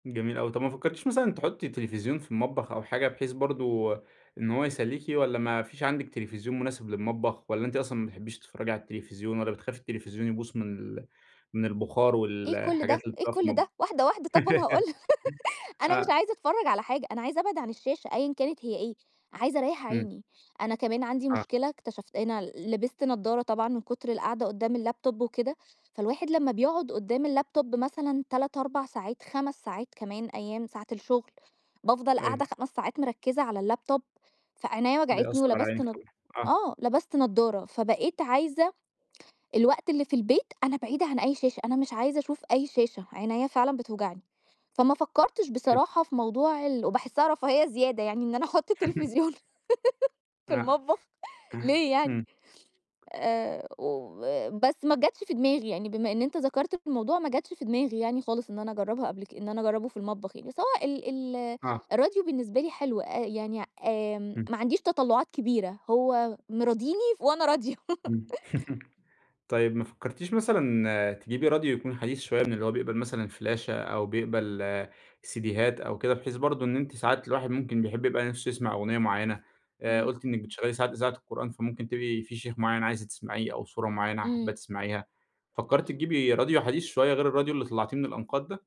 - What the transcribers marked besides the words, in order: laugh; tapping; in English: "اللابتوب"; in English: "اللابتوب"; laugh; chuckle; laugh; chuckle; laugh; in English: "سيديهات"
- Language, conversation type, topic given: Arabic, podcast, إزاي بتفصل عن الموبايل لما تحب ترتاح؟